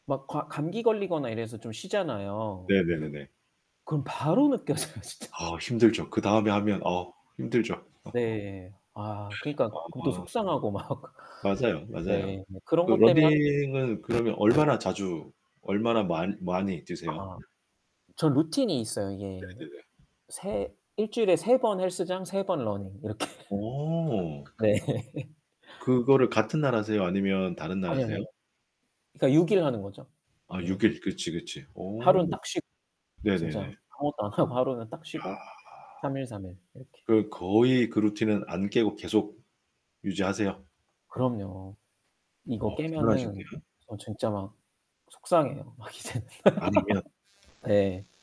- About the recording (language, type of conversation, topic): Korean, unstructured, 운동을 시작할 때 가장 어려운 점은 무엇인가요?
- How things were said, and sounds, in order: other background noise; laughing while speaking: "느껴져요 진짜"; laugh; distorted speech; laughing while speaking: "막"; laughing while speaking: "이렇게"; tapping; laughing while speaking: "네"; laughing while speaking: "안 하고"; laughing while speaking: "막 이제는"; laugh